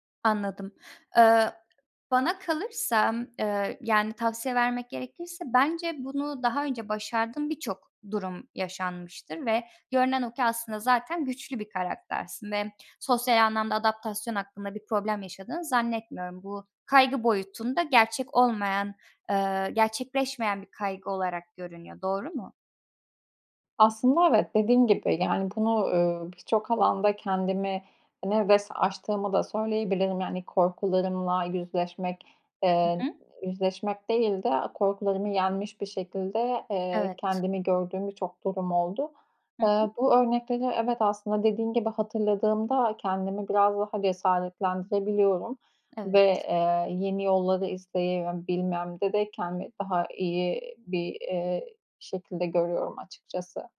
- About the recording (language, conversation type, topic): Turkish, advice, Önemli bir karar verirken aşırı kaygı ve kararsızlık yaşadığında bununla nasıl başa çıkabilirsin?
- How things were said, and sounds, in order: other background noise